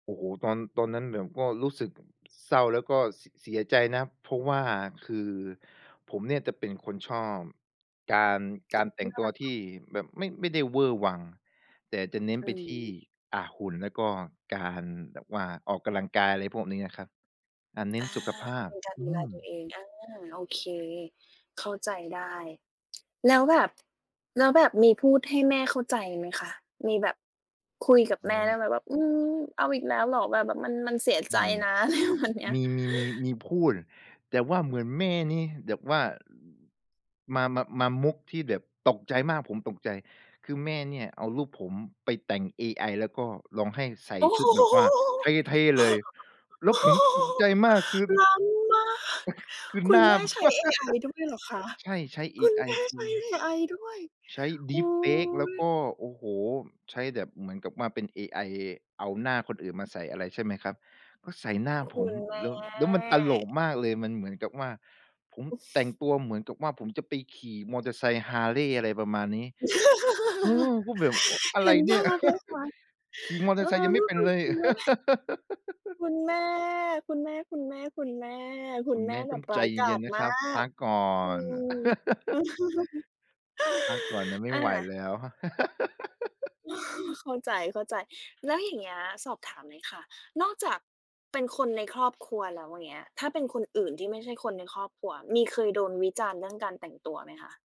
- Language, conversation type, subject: Thai, podcast, คุณเคยโดนวิจารณ์เรื่องสไตล์ไหม แล้วรับมือยังไง?
- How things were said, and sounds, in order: tapping; other background noise; unintelligible speech; laughing while speaking: "อะไรประมาณเนี้ย"; laughing while speaking: "โอ้โฮ ! โอ้โฮ !"; stressed: "เท่ ๆ"; chuckle; surprised: "ล้ำมาก"; stressed: "ล้ำมาก"; chuckle; laugh; laughing while speaking: "คุณแม่ใช้เอไอด้วย"; drawn out: "แม่"; chuckle; laugh; laughing while speaking: "เห็นภาพเลยค่ะ เออ แล้วแบบคุณแม่"; laugh; laugh; stressed: "มาก"; laugh; laugh; chuckle